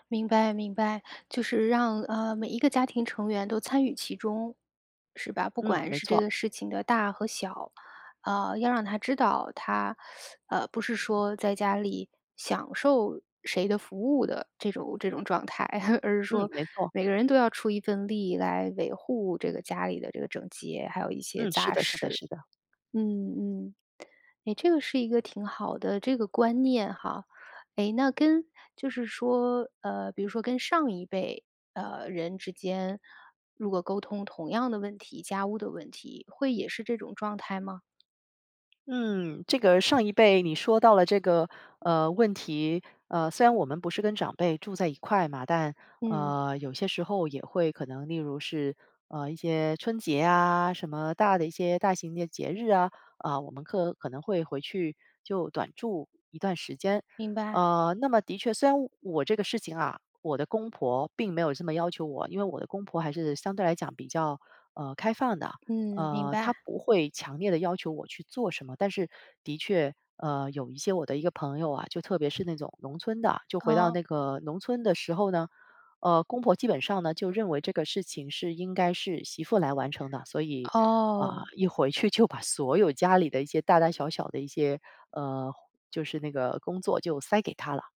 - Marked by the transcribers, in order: teeth sucking; chuckle; other background noise; tapping
- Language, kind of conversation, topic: Chinese, podcast, 如何更好地沟通家务分配？